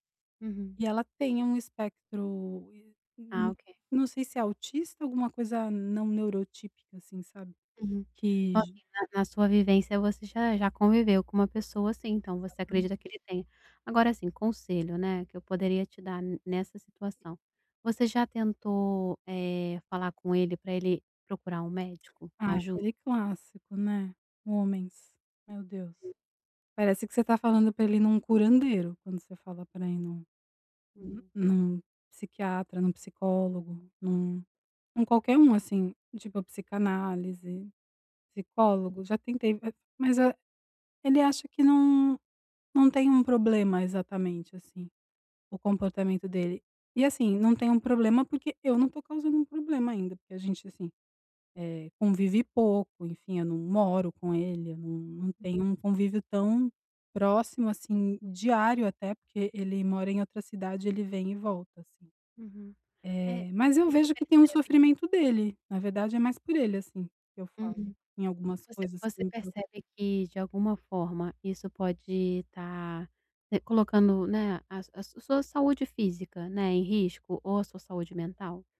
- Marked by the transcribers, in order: tapping; other background noise; tongue click
- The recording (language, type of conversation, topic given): Portuguese, advice, Como posso apoiar meu parceiro que enfrenta problemas de saúde mental?